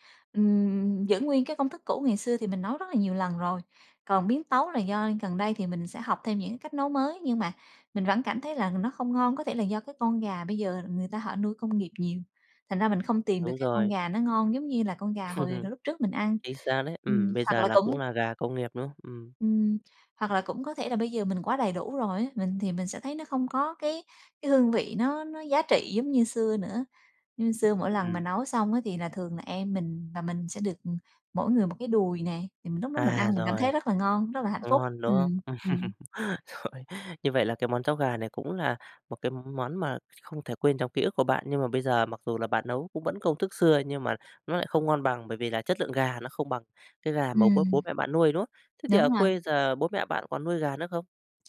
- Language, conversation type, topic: Vietnamese, podcast, Món ăn gia truyền nào khiến bạn nhớ nhà nhất?
- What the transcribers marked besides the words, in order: laugh; other background noise; laughing while speaking: "Ừm. Rồi"; tapping